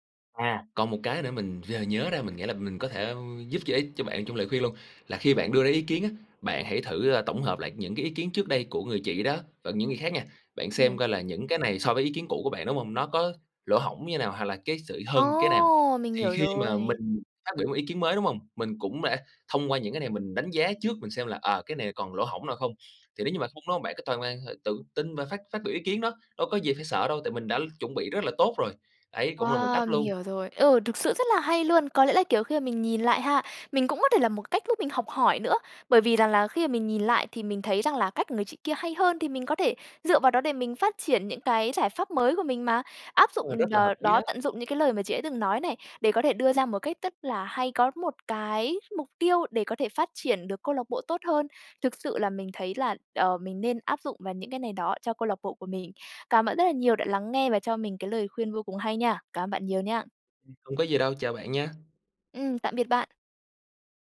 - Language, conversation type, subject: Vietnamese, advice, Làm sao để vượt qua nỗi sợ phát biểu ý kiến trong cuộc họp dù tôi nắm rõ nội dung?
- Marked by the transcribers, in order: other background noise; tapping